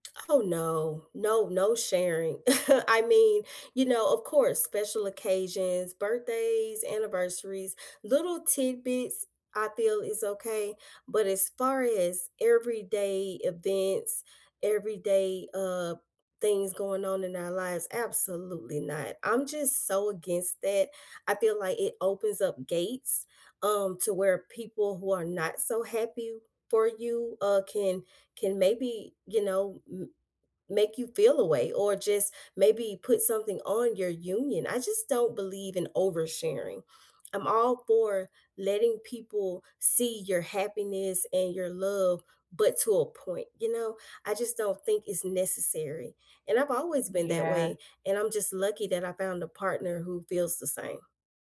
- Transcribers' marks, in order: chuckle
- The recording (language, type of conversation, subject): English, unstructured, What is your ideal quiet evening at home, and what makes it feel especially comforting to you?
- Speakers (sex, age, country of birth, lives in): female, 30-34, United States, United States; female, 35-39, United States, United States